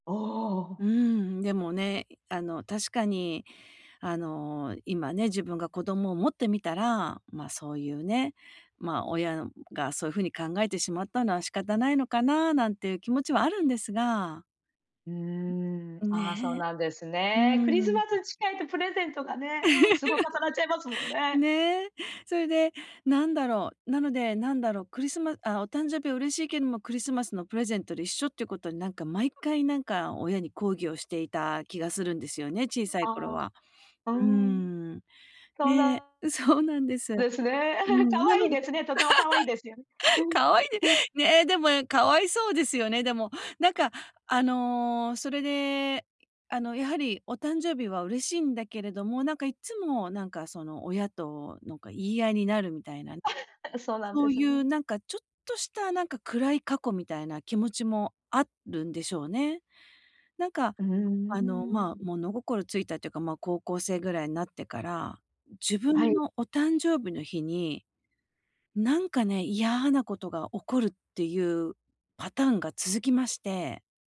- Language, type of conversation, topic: Japanese, advice, 祝い事で期待と現実のギャップにどう向き合えばよいですか？
- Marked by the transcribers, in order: laugh; tapping; laugh; laughing while speaking: "そう"; other background noise; laugh; laugh